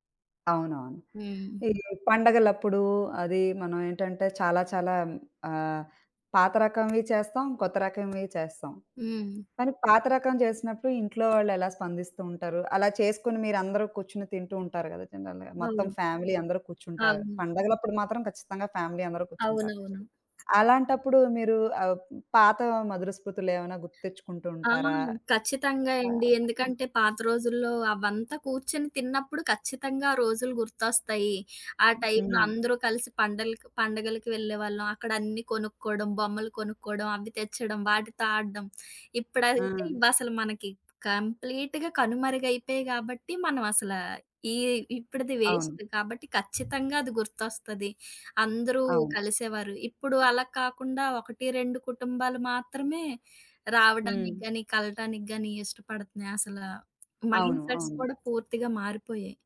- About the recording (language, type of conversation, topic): Telugu, podcast, మీ కుటుంబంలో తరతరాలుగా వస్తున్న పాత వంటకాల కథలు, స్మృతులు పంచగలరా?
- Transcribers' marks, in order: other background noise; in English: "జనరల్‌గా"; in English: "ఫ్యామిలీ"; in English: "ఫ్యామిలీ"; in English: "టైమ్‌లో"; other noise; tapping; in English: "కంప్లీట్‌గా"; in English: "వేస్ట్"; in English: "మైండ్ సెట్స్"